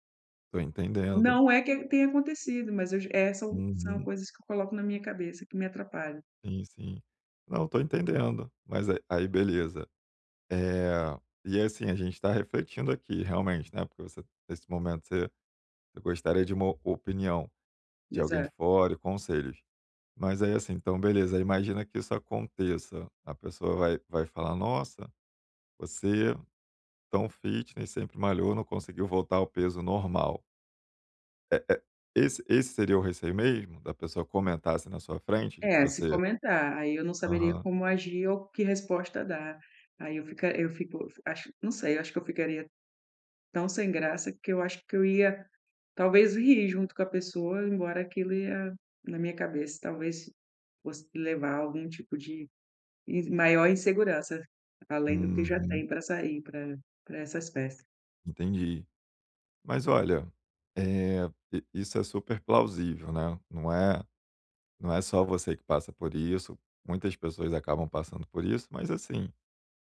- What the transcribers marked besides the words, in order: tapping
- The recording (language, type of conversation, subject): Portuguese, advice, Como posso me sentir mais à vontade em celebrações sociais?